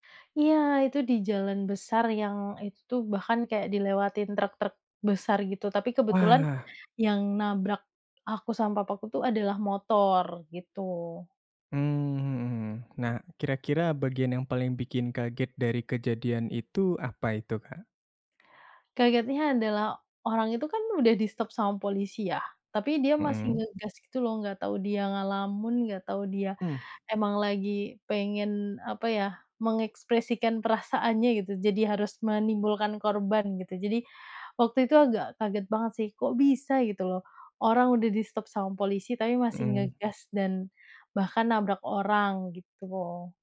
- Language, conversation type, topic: Indonesian, podcast, Pernahkah Anda mengalami kecelakaan ringan saat berkendara, dan bagaimana ceritanya?
- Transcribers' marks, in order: tapping